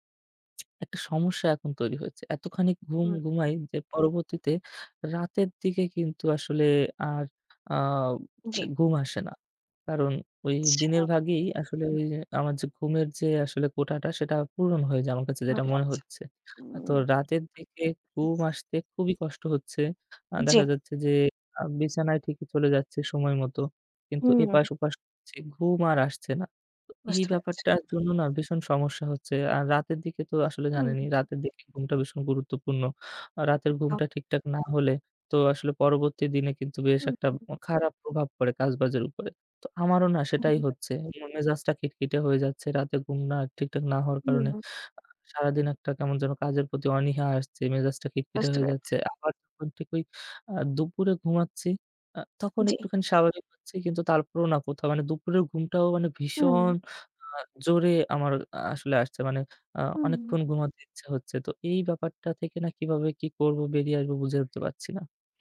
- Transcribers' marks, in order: other background noise; tapping; unintelligible speech; unintelligible speech; unintelligible speech
- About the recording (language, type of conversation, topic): Bengali, advice, দুপুরের ঘুমানোর অভ্যাস কি রাতের ঘুমে বিঘ্ন ঘটাচ্ছে?